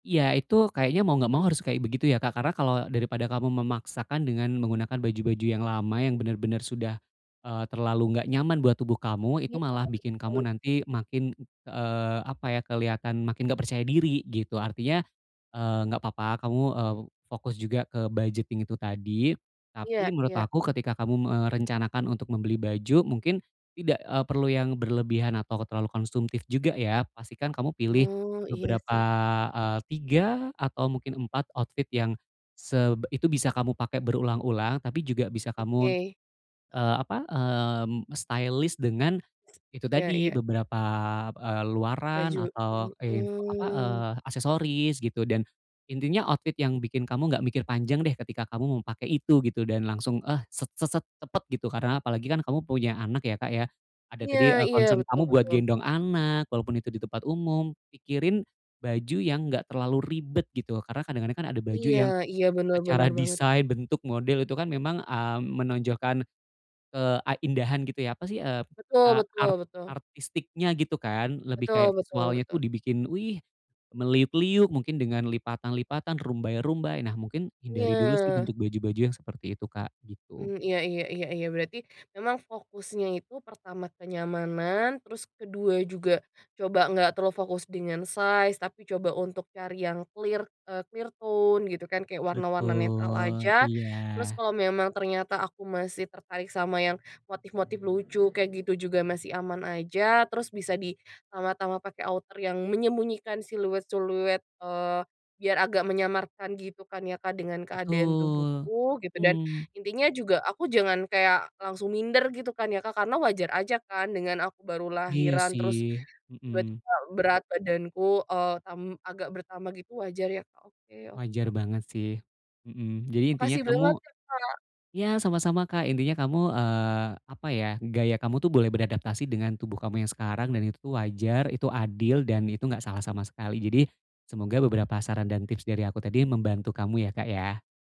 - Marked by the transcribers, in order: in English: "budgeting"; in English: "outfit"; in English: "stylish"; other background noise; in English: "outfit"; in English: "concern"; in English: "size"; in English: "clear"; in English: "clear tone"; other street noise; in English: "outer"
- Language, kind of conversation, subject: Indonesian, advice, Bagaimana caranya agar saya lebih percaya diri saat memilih gaya berpakaian?